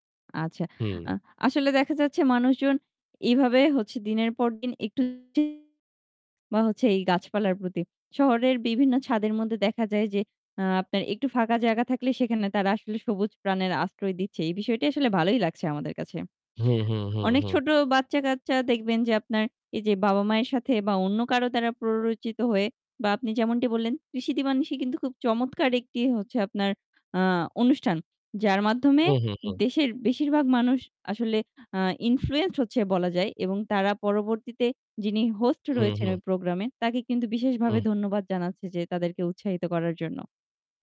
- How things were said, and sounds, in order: distorted speech; unintelligible speech
- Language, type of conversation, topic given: Bengali, unstructured, আপনার মতে গাছপালা রোপণ কেন গুরুত্বপূর্ণ?